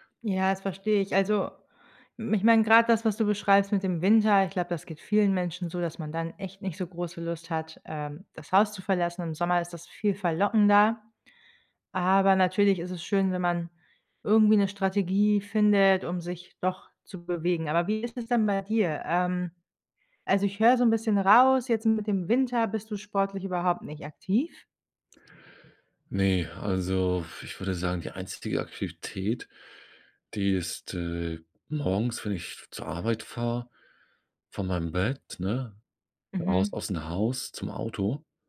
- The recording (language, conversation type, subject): German, advice, Warum fällt es mir schwer, regelmäßig Sport zu treiben oder mich zu bewegen?
- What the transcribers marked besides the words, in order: none